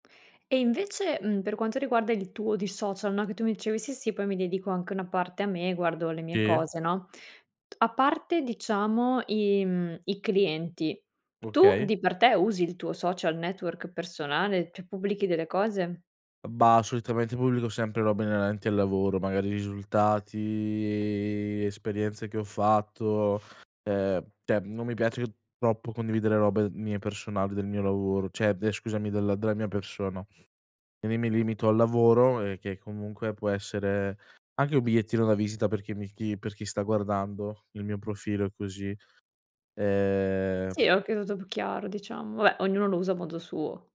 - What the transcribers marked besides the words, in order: "cioè" said as "ceh"; drawn out: "risultati"; "cioè" said as "ceh"; "cioè" said as "ceh"; "Quindi" said as "ini"
- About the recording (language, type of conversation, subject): Italian, podcast, Cosa ti spinge a controllare i social appena ti svegli?